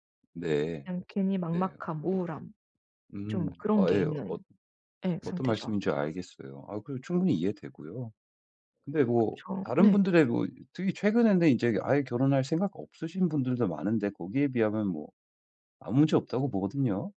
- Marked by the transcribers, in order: other background noise; tapping
- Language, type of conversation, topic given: Korean, advice, 동년배와 비교될 때 결혼과 경력 때문에 느끼는 압박감을 어떻게 줄일 수 있을까요?